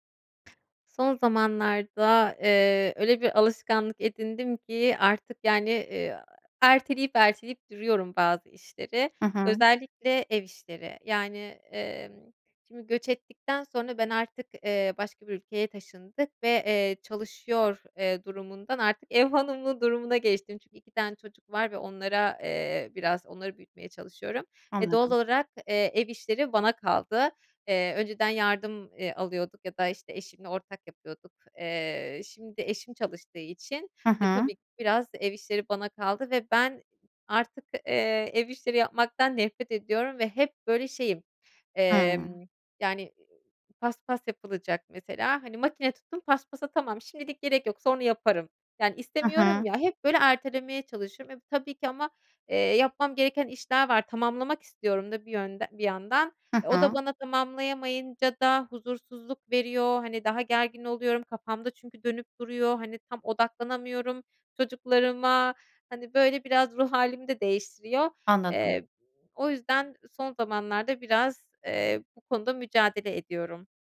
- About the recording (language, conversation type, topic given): Turkish, advice, Erteleme alışkanlığımı nasıl kırıp görevlerimi zamanında tamamlayabilirim?
- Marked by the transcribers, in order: other background noise